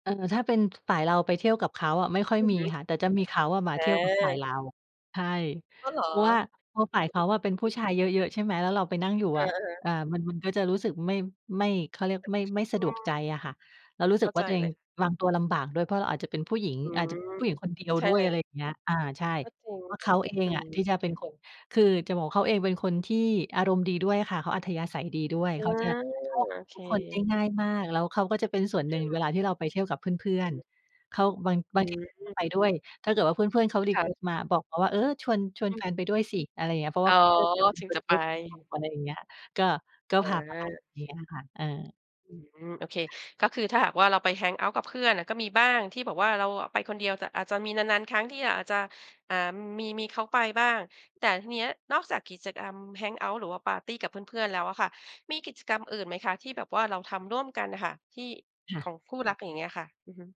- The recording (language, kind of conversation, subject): Thai, podcast, คุณคิดอย่างไรเกี่ยวกับการให้พื้นที่ส่วนตัวในความสัมพันธ์ของคู่รัก?
- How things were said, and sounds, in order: other background noise; in English: "รีเควสต์"; unintelligible speech; in English: "แฮงเอาต์"; in English: "แฮงเอาต์"